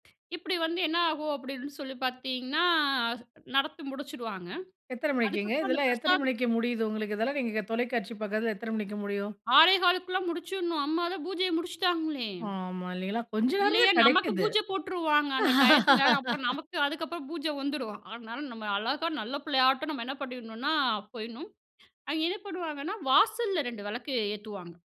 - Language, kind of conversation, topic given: Tamil, podcast, மாலை நேர சடங்குகள்
- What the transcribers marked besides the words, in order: drawn out: "பார்த்தீங்கன்னா"; laugh